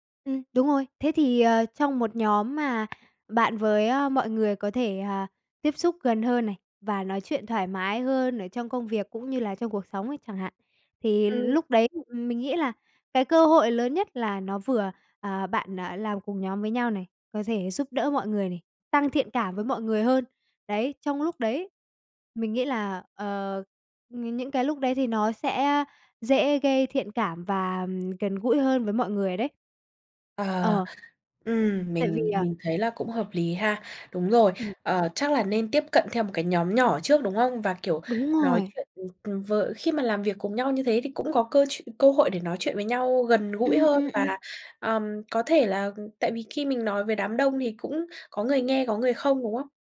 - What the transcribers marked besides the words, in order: tapping
- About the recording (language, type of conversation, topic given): Vietnamese, advice, Tại sao bạn phải giấu con người thật của mình ở nơi làm việc vì sợ hậu quả?